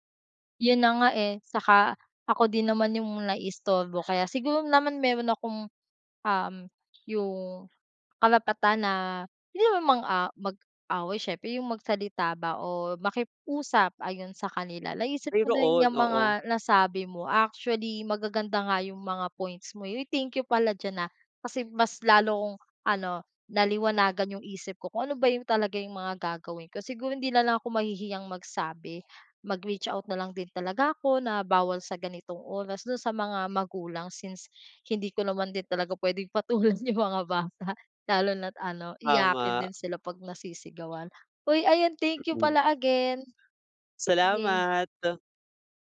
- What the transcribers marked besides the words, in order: in English: "mag-reach out"; laughing while speaking: "patulan 'yong mga bata"
- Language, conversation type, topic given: Filipino, advice, Paano ako makakapagpokus sa bahay kung maingay at madalas akong naaabala ng mga kaanak?